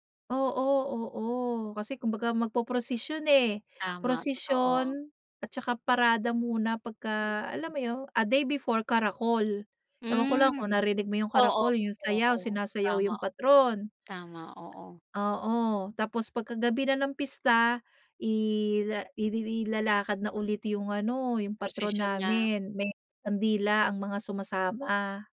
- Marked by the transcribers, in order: other background noise
- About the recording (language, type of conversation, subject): Filipino, podcast, Ano ang kahalagahan ng pistahan o salu-salo sa inyong bayan?